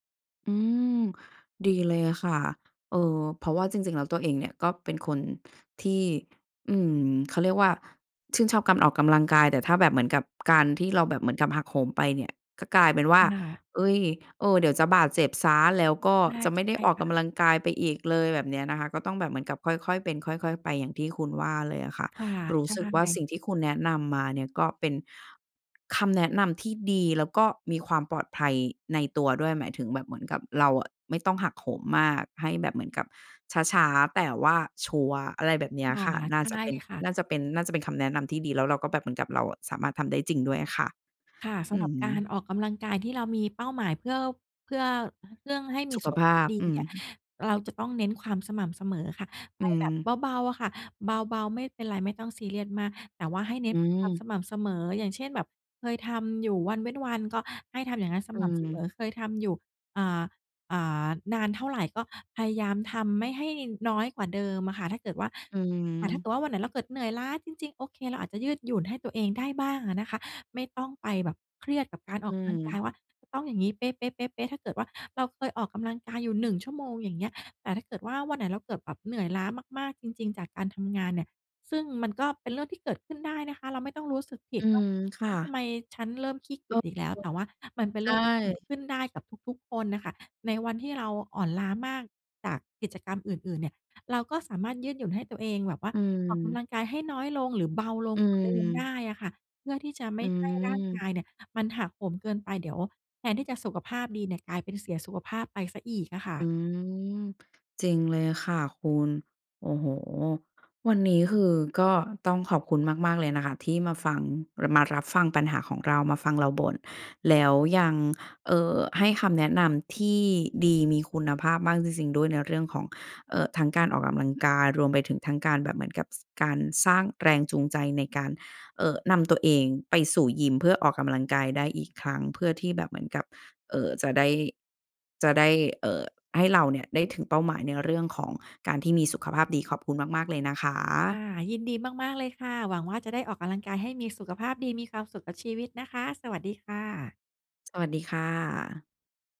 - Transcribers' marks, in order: other background noise; unintelligible speech; other noise
- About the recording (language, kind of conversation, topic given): Thai, advice, ฉันควรเริ่มกลับมาออกกำลังกายหลังคลอดหรือหลังหยุดพักมานานอย่างไร?